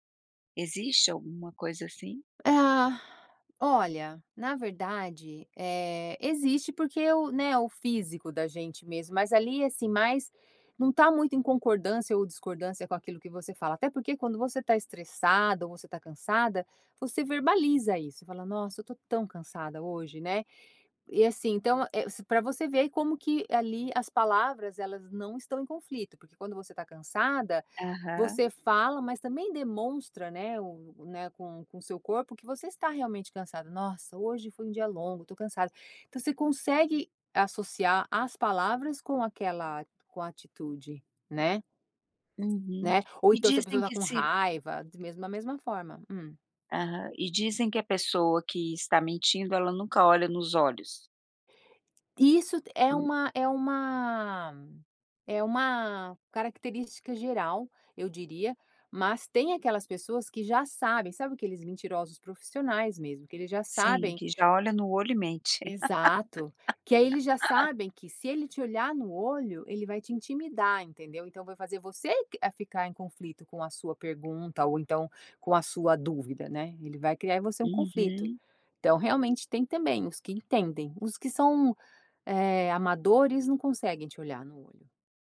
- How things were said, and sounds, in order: sigh; laugh
- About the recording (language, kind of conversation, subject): Portuguese, podcast, Como perceber quando palavras e corpo estão em conflito?